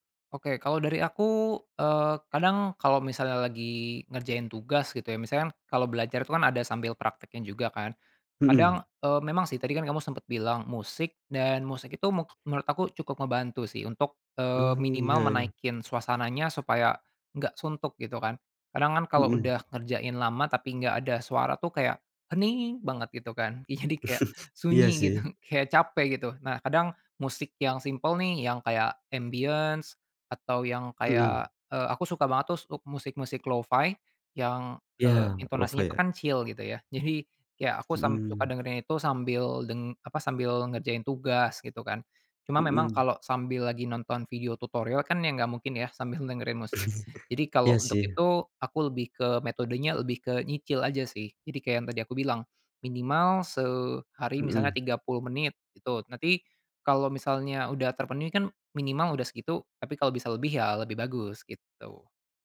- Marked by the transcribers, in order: other background noise; tapping; chuckle; laughing while speaking: "jadi"; laughing while speaking: "gitu"; in English: "ambience"; "untuk" said as "stuk"; "lo-fi" said as "lo-ve"; laughing while speaking: "jadi"; laughing while speaking: "sambil"; chuckle
- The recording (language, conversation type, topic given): Indonesian, podcast, Bagaimana cara kamu mengatasi rasa malas saat belajar?